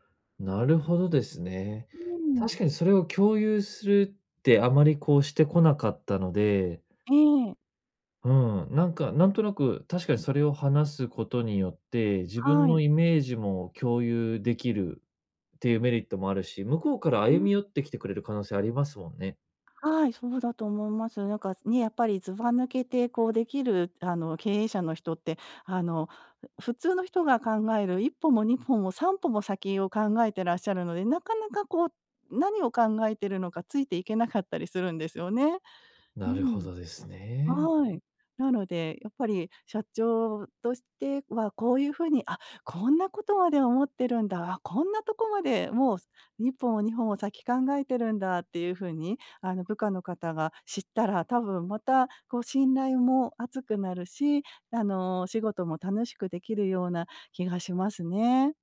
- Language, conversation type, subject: Japanese, advice, 仕事量が多すぎるとき、どうやって適切な境界線を設定すればよいですか？
- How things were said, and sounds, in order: none